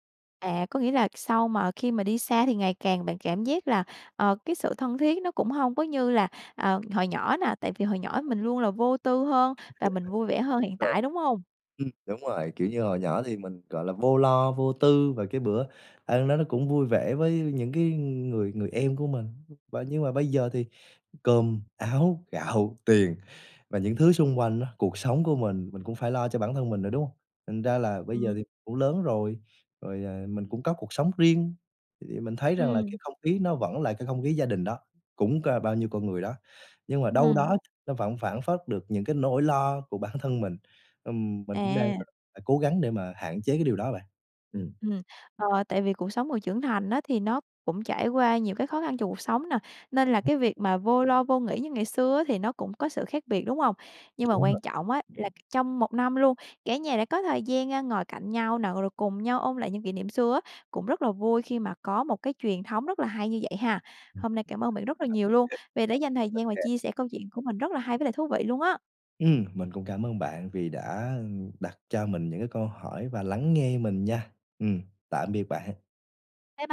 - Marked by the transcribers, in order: other background noise; laugh; tapping; unintelligible speech
- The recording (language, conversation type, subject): Vietnamese, podcast, Bạn có thể kể về một bữa ăn gia đình đáng nhớ của bạn không?